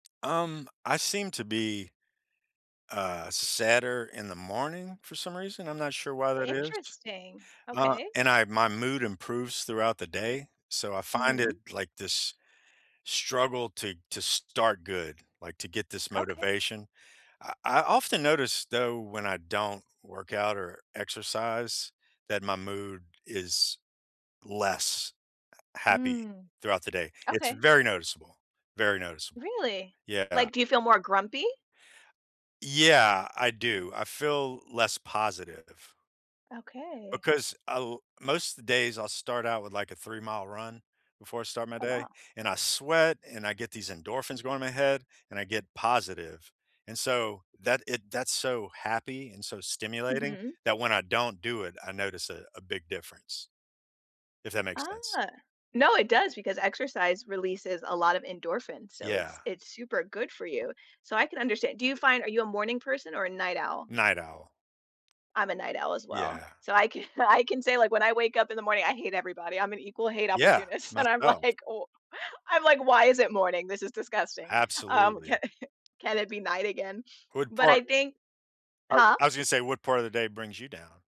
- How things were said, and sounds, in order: tapping; other background noise; laughing while speaking: "ca"; laughing while speaking: "and I'm like"; chuckle
- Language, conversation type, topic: English, unstructured, What’s something in your daily routine that makes you feel sad?
- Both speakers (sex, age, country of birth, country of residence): female, 35-39, United States, United States; male, 50-54, United States, United States